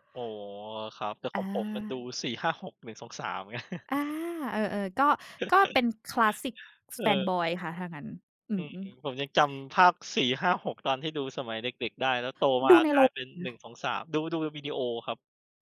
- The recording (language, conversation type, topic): Thai, unstructured, ภาพยนตร์เรื่องไหนที่เปลี่ยนมุมมองต่อชีวิตของคุณ?
- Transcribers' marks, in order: tapping; chuckle; other background noise